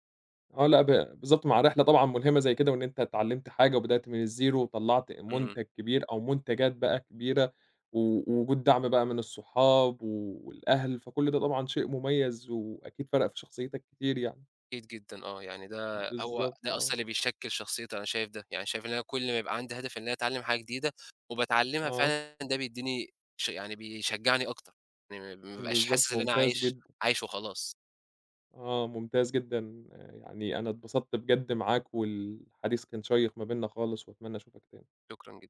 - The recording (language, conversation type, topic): Arabic, podcast, إيه أكتر حاجة بتفرّحك لما تتعلّم حاجة جديدة؟
- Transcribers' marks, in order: none